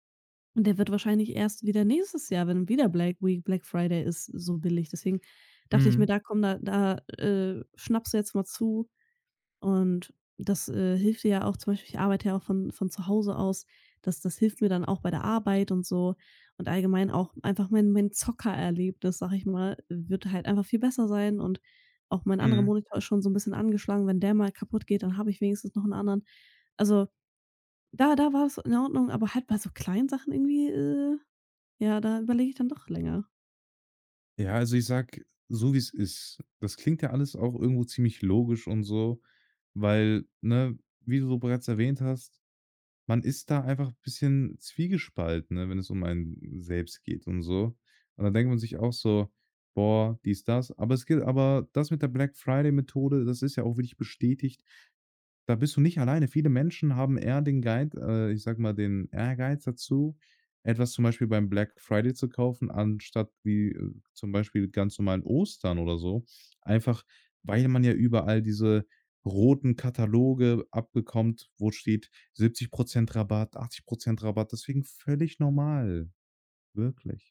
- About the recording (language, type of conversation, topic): German, advice, Warum habe ich bei kleinen Ausgaben während eines Sparplans Schuldgefühle?
- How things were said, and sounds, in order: in English: "Guide"